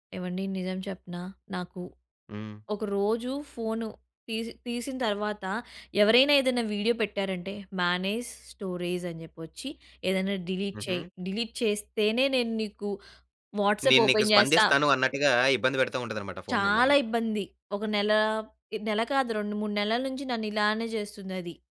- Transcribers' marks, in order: in English: "మేనేజ్ స్టోరీజ్"; in English: "డిలీట్"; in English: "డిలీట్"; in English: "వాట్సాప్ ఓపెన్"
- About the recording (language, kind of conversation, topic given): Telugu, podcast, ఫోన్ కెమెరాలు జ్ఞాపకాలను ఎలా మార్చుతున్నాయి?